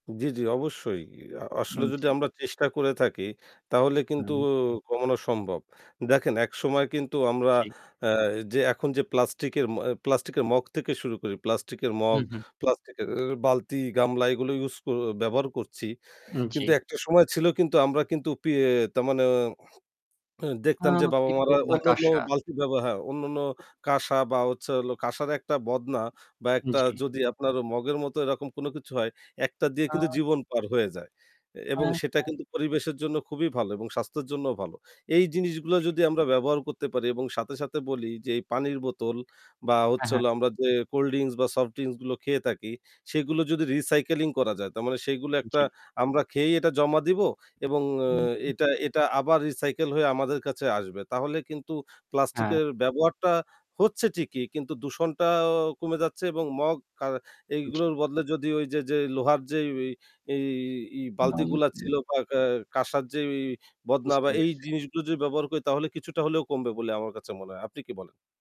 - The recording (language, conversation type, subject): Bengali, unstructured, আপনার কি মনে হয়, প্লাস্টিকের ব্যবহার কমানো সম্ভব?
- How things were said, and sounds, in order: static; tapping; in English: "recycling"; other background noise; in English: "recycle"; unintelligible speech